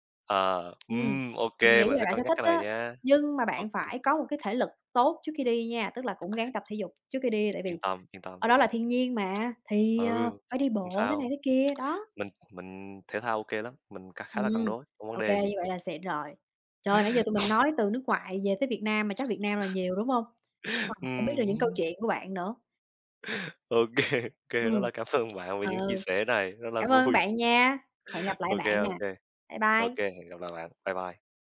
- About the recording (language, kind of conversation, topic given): Vietnamese, unstructured, Bạn muốn khám phá địa điểm nào nhất trên thế giới?
- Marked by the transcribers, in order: tapping; other background noise; other noise; tsk; chuckle; laughing while speaking: "OK"; laughing while speaking: "ơn"; laughing while speaking: "vui"